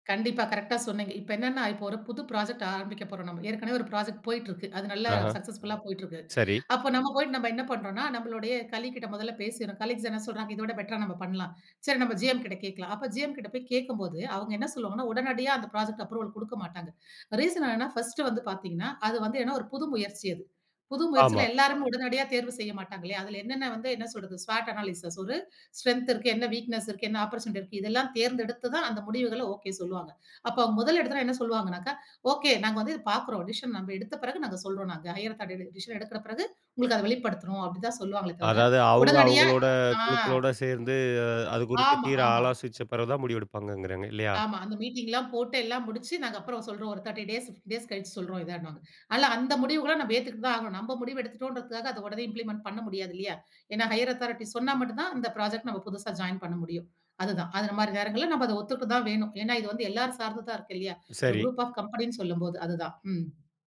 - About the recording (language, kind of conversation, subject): Tamil, podcast, பல தேர்வுகள் இருக்கும் போது முடிவு எடுக்க முடியாமல் போனால் நீங்கள் என்ன செய்வீர்கள்?
- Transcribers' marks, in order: in English: "ப்ராஜெக்ட்"; in English: "ப்ராஜெக்ட்"; in English: "சக்சஸ்ஃபுல்லா"; in English: "கலீக்கிட்ட"; in English: "கலீக்ஸ்"; in English: "பெட்டரா"; in English: "ஜிஎம்"; in English: "ஜிஎம்"; in English: "ப்ராஜெக்ட்"; in English: "ரீசன்"; in English: "ஸ்வாட் அனாலிசிஸ்"; in English: "ஸ்ட்ரெங்த்"; in English: "வீக்னெஸ்"; in English: "அப்போர்ட்யூனிட்டி"; in English: "டிசிஷன்"; in English: "ஹையர் ஆதாரிட்டி டிசிஷன்"; in English: "இம்ப்ளிமெண்ட்"; in English: "ஹையர் அதாரிட்டி"; in English: "புராஜெக்ட்"; in English: "குரூப் ஆஃப் கம்பெனினு"